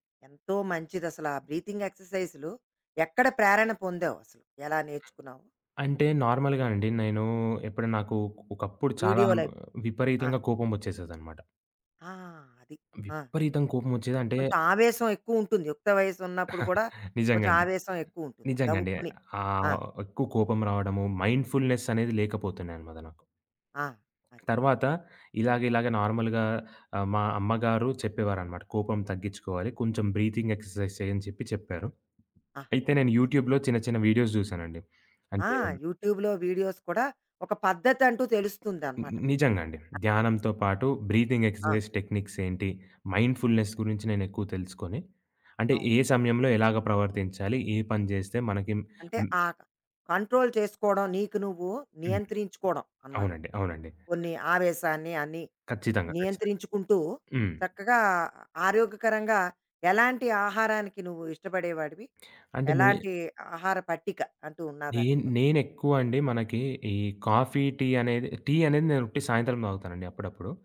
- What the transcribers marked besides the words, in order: in English: "బ్రీతింగ్"; other background noise; in English: "నార్మల్‌గా"; giggle; in English: "మైండ్‌ఫుల్‌నెస్"; in English: "నార్మల్‌గా"; in English: "బ్రీతింగ్ ఎక్సర్సైజెస్"; in English: "యూట్యూబ్‌లో"; in English: "వీడియోస్"; in English: "యూట్యూబ్‌లో వీడియోస్"; in English: "బ్రీతింగ్ ఎక్సర్సైజెస్ టెక్నిక్స్"; in English: "మైండ్‌ఫుల్‌నెస్"; in English: "కంట్రోల్"
- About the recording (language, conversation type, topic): Telugu, podcast, థెరపీ గురించి మీ అభిప్రాయం ఏమిటి?